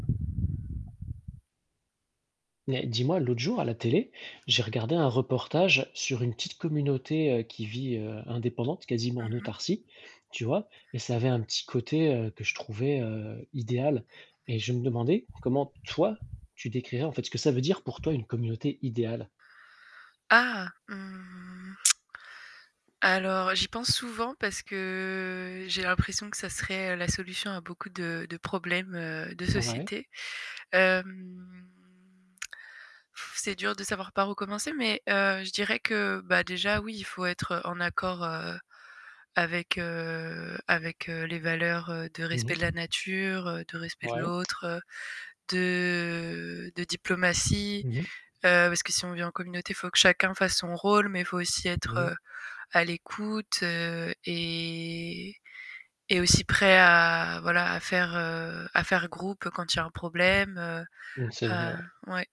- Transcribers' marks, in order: wind; tapping; static; distorted speech; other background noise; mechanical hum; drawn out: "Hem"
- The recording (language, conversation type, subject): French, unstructured, Comment décrirais-tu la communauté idéale selon toi ?